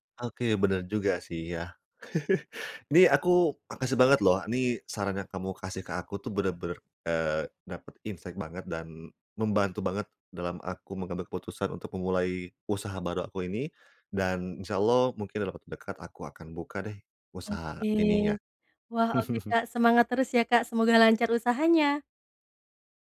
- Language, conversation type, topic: Indonesian, advice, Bagaimana cara memulai hal baru meski masih ragu dan takut gagal?
- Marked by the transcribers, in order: laugh; in English: "insight"; other background noise; chuckle